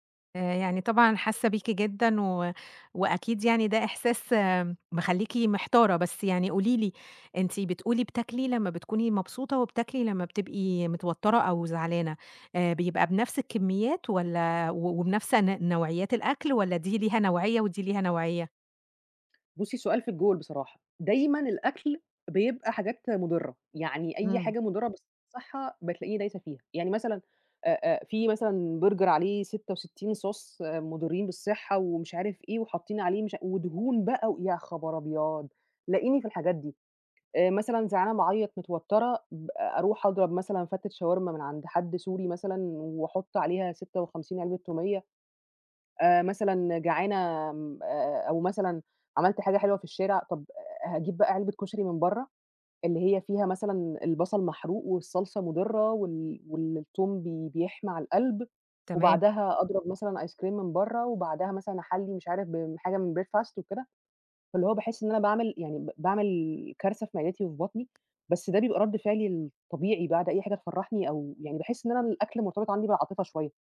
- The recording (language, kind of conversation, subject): Arabic, advice, ليه باكل كتير لما ببقى متوتر أو زعلان؟
- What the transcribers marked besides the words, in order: in English: "صوص"; in English: "ice cream"; in English: "breakfast"